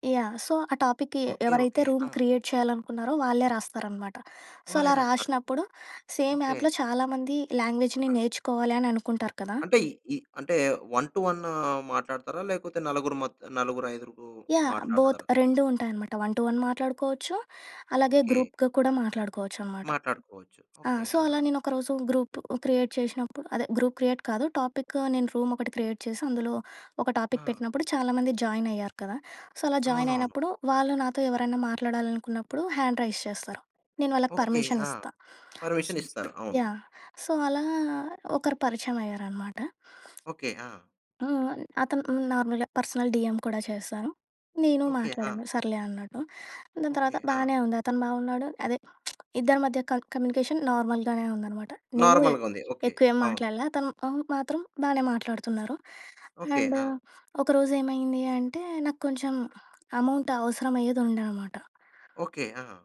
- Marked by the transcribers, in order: in English: "సో"; in English: "టాపిక్‌కి"; in English: "రూమ్ క్రియేట్"; in English: "సో"; in English: "సేమ్ యాప్‍లో"; in English: "లాంగ్వేజ్‌ని"; other background noise; in English: "వన్ టు వన్"; in English: "బోత్"; in English: "వన్ టు వన్"; in English: "గ్రూప్‌గా"; in English: "సో"; in English: "క్రియేట్"; in English: "గ్రూప్ క్రియేట్"; in English: "టాపిక్"; in English: "క్రియేట్"; in English: "టాపిక్"; in English: "సో"; in English: "హ్యాండ్ రైస్"; in English: "సో"; in English: "నార్మల్‍గా పర్సనల్ డీఎం"; lip smack; in English: "నార్మల్‍గానే"; in English: "నార్మల్‌గుంది"; in English: "అండ్"; in English: "అమౌంట్"
- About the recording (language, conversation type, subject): Telugu, podcast, పరాయి వ్యక్తి చేసిన చిన్న సహాయం మీపై ఎలాంటి ప్రభావం చూపిందో చెప్పగలరా?